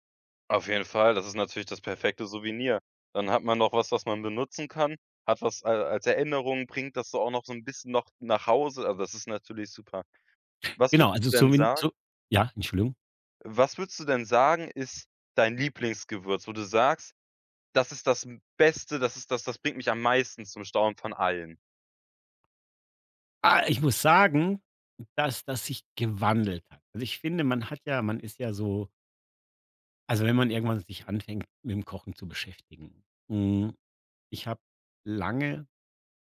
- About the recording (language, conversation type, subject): German, podcast, Welche Gewürze bringen dich echt zum Staunen?
- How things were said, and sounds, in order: none